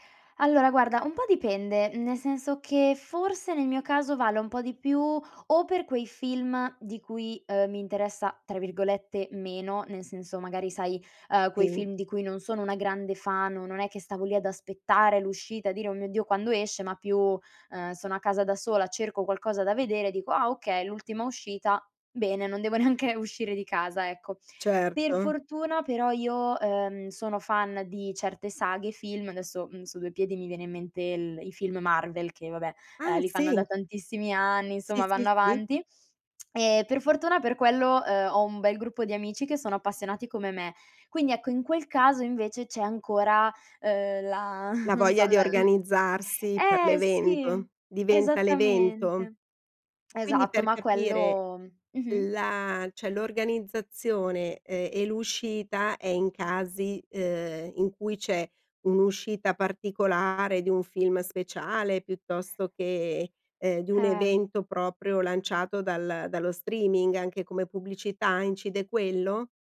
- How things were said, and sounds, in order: laughing while speaking: "neanche"; tsk; chuckle; "cioè" said as "ceh"
- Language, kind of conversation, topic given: Italian, podcast, Che effetto ha lo streaming sul modo in cui consumiamo l’intrattenimento?